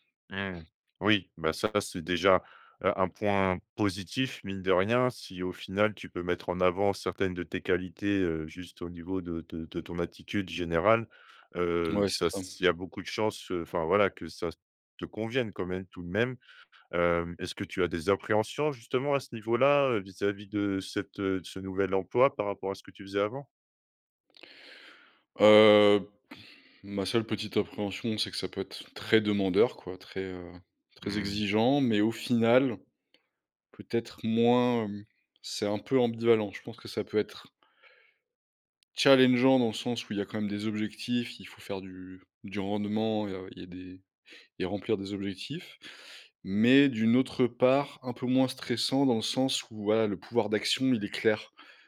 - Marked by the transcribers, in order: sigh; stressed: "challengeant"
- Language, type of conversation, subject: French, advice, Comment as-tu vécu la perte de ton emploi et comment cherches-tu une nouvelle direction professionnelle ?